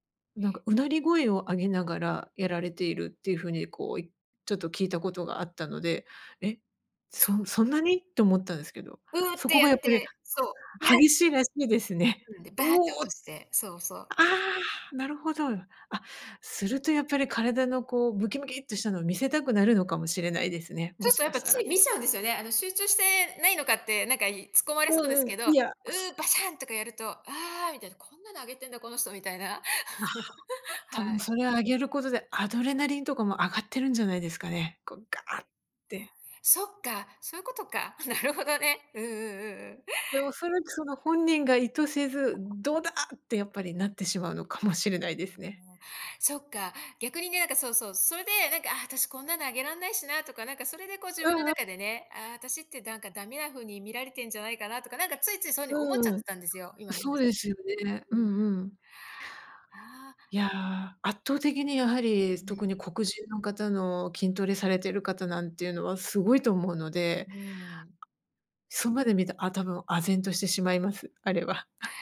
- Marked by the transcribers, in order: other background noise; unintelligible speech; unintelligible speech; chuckle; laughing while speaking: "なるほどね"; tapping; chuckle
- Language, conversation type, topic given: Japanese, advice, ジムで人の視線が気になって落ち着いて運動できないとき、どうすればいいですか？